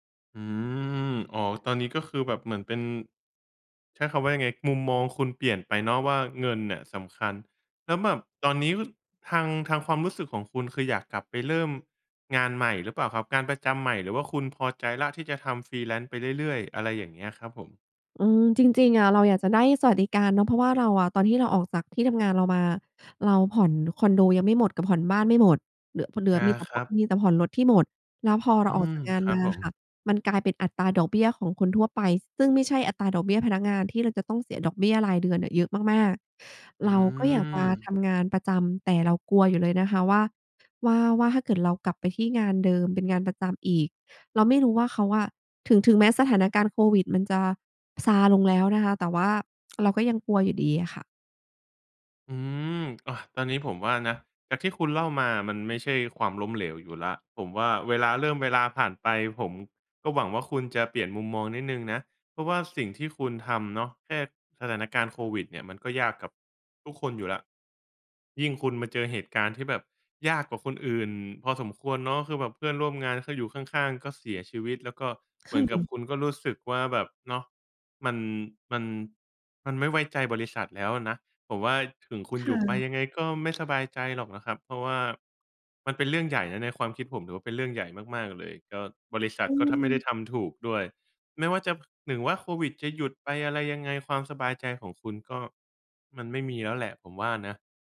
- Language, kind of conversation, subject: Thai, advice, ความล้มเหลวในอดีตทำให้คุณกลัวการตั้งเป้าหมายใหม่อย่างไร?
- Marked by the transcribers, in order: in English: "Freelance"